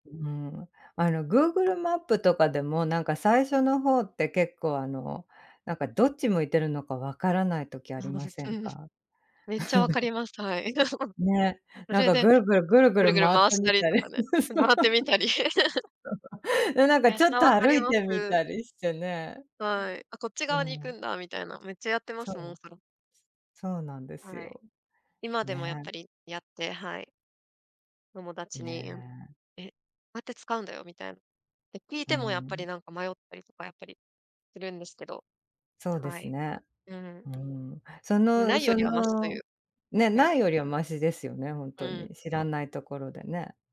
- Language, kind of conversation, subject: Japanese, podcast, 道に迷って大変だった経験はありますか？
- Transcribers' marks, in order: chuckle; chuckle; laughing while speaking: "そう"; chuckle